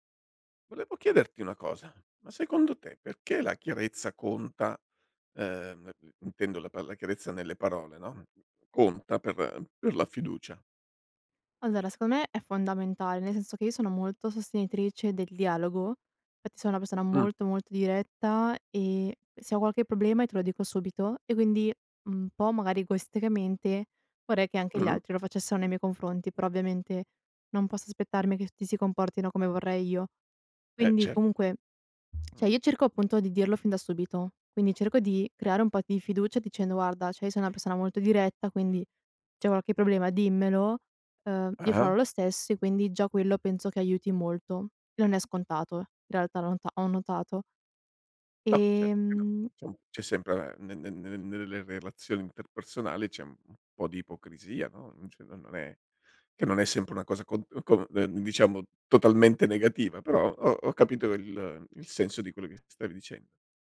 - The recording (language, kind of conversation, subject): Italian, podcast, Perché la chiarezza nelle parole conta per la fiducia?
- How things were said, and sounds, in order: unintelligible speech; "egoisticamente" said as "goestecamente"; tapping; "cioè" said as "ceh"; "cioè" said as "ceh"; other background noise; "Diciamo" said as "ciamo"; "cioè" said as "ceh"